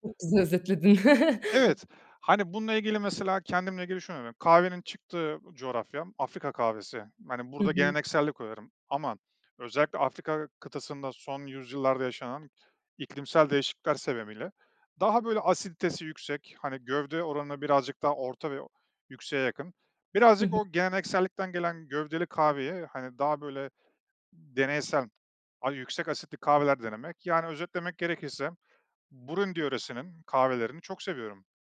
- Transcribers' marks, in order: other background noise; chuckle; unintelligible speech; tapping
- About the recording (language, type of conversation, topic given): Turkish, podcast, Bu yaratıcı hobinle ilk ne zaman ve nasıl tanıştın?